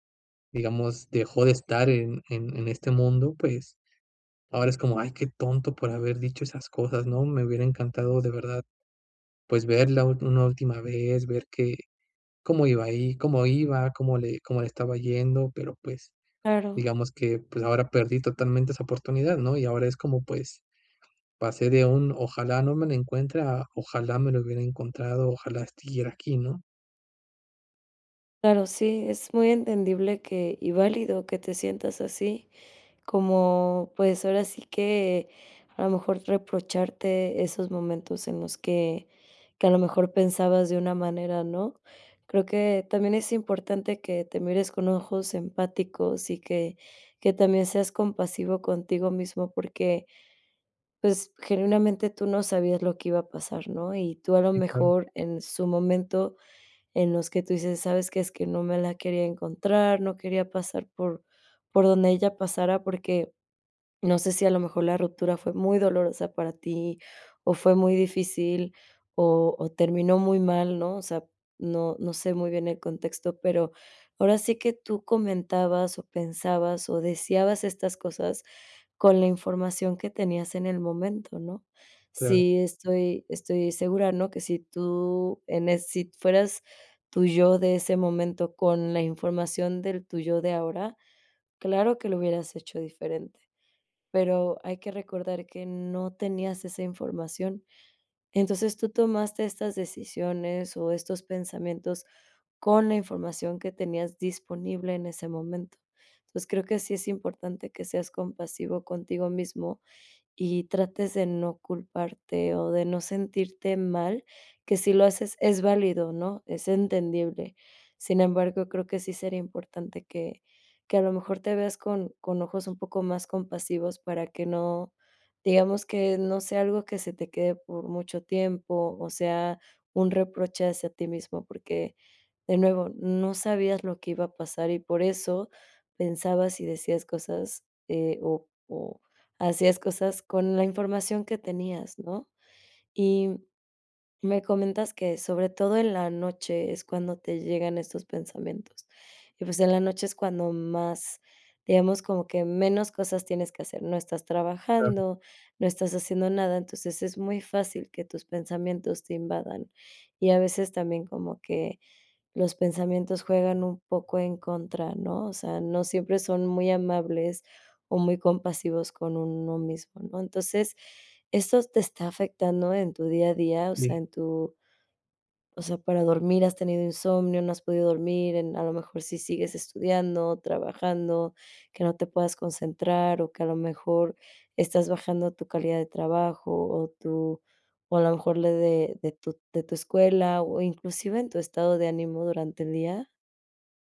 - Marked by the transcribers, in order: none
- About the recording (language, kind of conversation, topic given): Spanish, advice, ¿Cómo me afecta pensar en mi ex todo el día y qué puedo hacer para dejar de hacerlo?